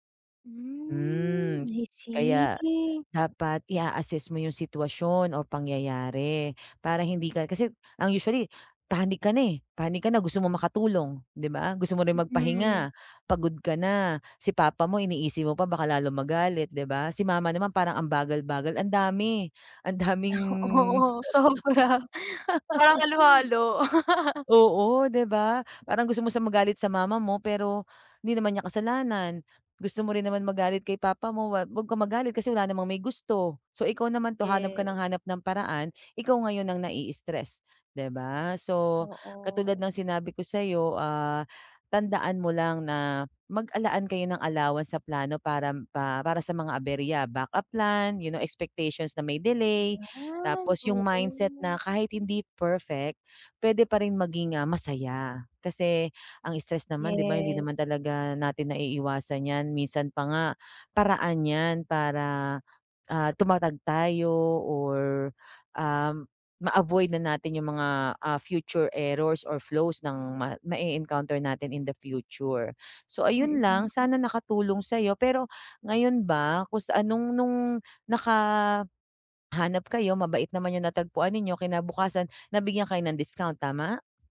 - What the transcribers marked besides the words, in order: drawn out: "Hmm"; tapping; other background noise; laughing while speaking: "O Oo sobra"; laugh
- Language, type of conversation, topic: Filipino, advice, Paano mo mababawasan ang stress at mas maayos na mahaharap ang pagkaantala sa paglalakbay?
- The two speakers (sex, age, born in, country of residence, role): female, 20-24, Philippines, Philippines, user; female, 40-44, Philippines, Philippines, advisor